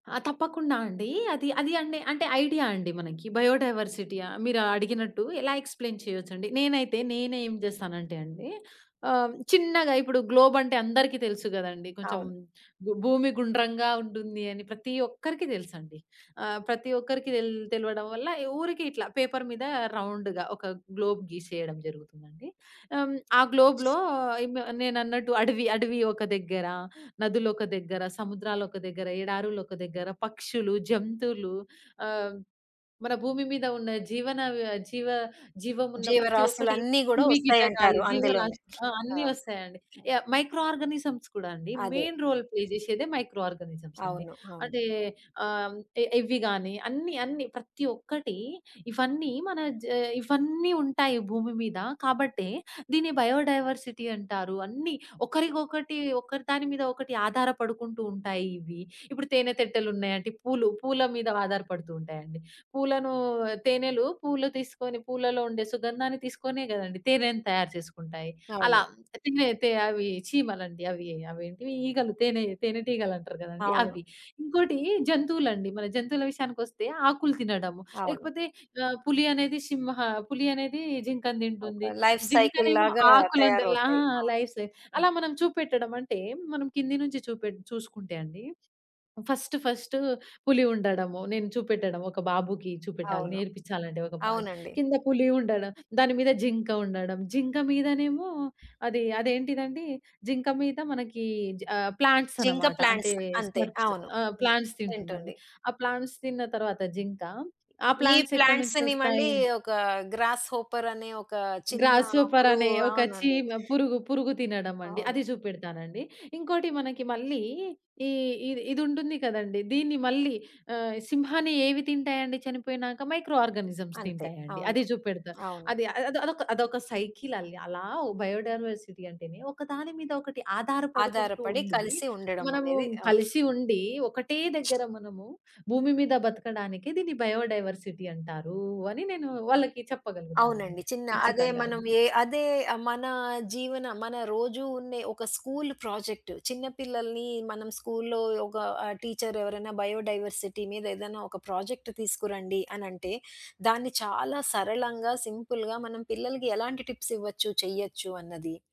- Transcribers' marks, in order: other background noise; in English: "బయోడైవర్సిటీ"; in English: "ఎక్స్‌ప్లెయిన్"; in English: "రౌండ్‌గా"; in English: "గ్లోబ్"; in English: "గ్లోబ్‌లో"; in English: "మైక్రో ఆర్గానిజమ్స్"; in English: "మెయిన్ రోల్ ప్లే"; in English: "మైక్రో ఆర్గానిజమ్స్"; in English: "లైఫ్ సైకిల్‌లాగా"; in English: "లైఫ్"; in English: "ఫస్ట్"; in English: "ప్లాంట్స్"; in English: "స్మర్ప్స్"; in English: "ప్లాంట్స్"; in English: "ప్లాంట్స్"; in English: "ప్లాంట్స్"; in English: "ప్లాంట్స్"; tapping; in English: "ప్లాంట్స్‌ని"; in English: "గ్రాస్‌హోపర్"; in English: "గ్రాస్‌హోపర్"; in English: "మైక్రో ఆర్గానిజమ్స్"; in English: "బయోడైవర్సిటీ"; in English: "బయోడైవర్సిటీ"; in English: "బయోడైవర్సిటీ"; in English: "ప్రాజెక్ట్"; in English: "సింపుల్‌గా"; in English: "టిప్స్"
- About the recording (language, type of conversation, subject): Telugu, podcast, జైవైవిధ్యాన్ని అర్థం చేసుకోవడానికి అత్యంత సరళమైన పాఠం ఏది?